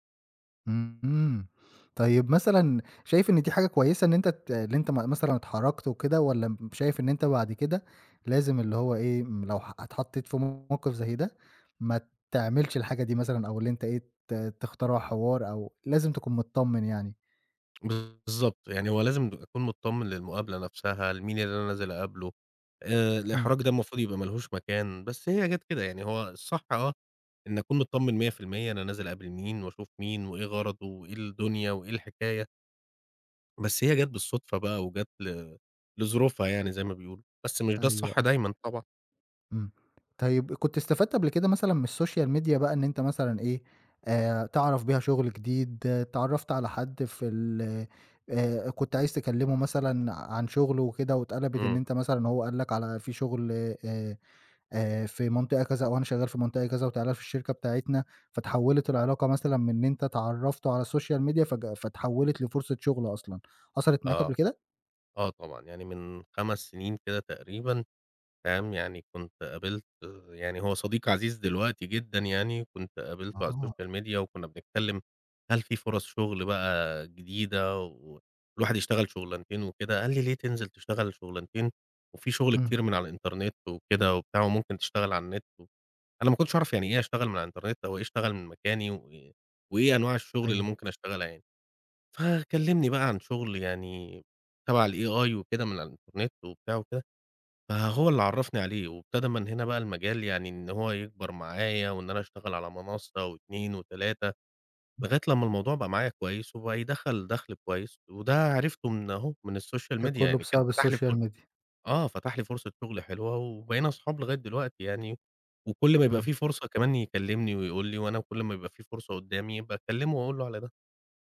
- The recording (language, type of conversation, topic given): Arabic, podcast, إزاي بتنمّي علاقاتك في زمن السوشيال ميديا؟
- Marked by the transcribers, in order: tapping; in English: "الSocial Media"; in English: "الSocial Media"; in English: "الSocial Media"; in English: "ال AI"; in English: "الSocial Media"; in English: "الSocial Media"